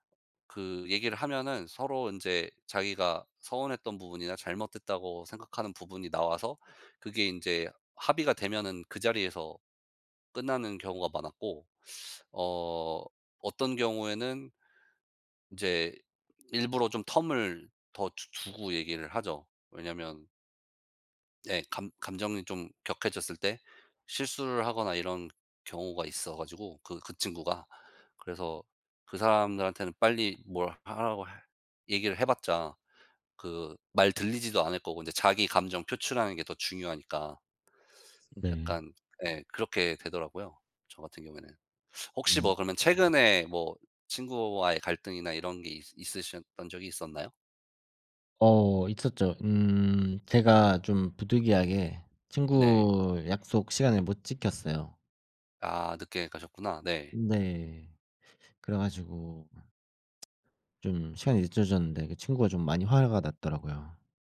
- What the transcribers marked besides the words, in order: tsk
- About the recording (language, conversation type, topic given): Korean, unstructured, 친구와 갈등이 생겼을 때 어떻게 해결하나요?